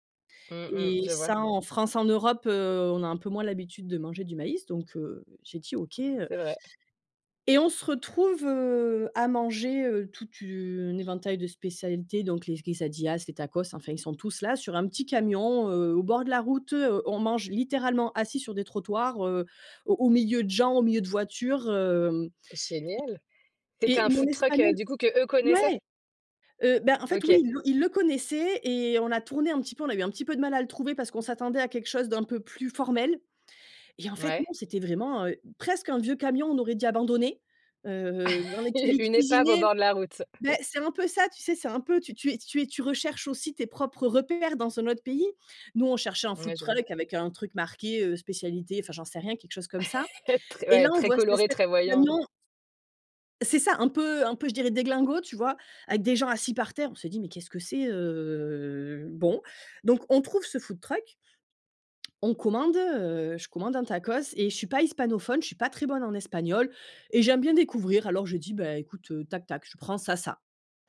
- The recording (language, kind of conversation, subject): French, podcast, Peux-tu raconter une expérience culinaire locale inoubliable ?
- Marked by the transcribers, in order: tapping; in Spanish: "quesadillas"; chuckle; chuckle; chuckle; drawn out: "heu"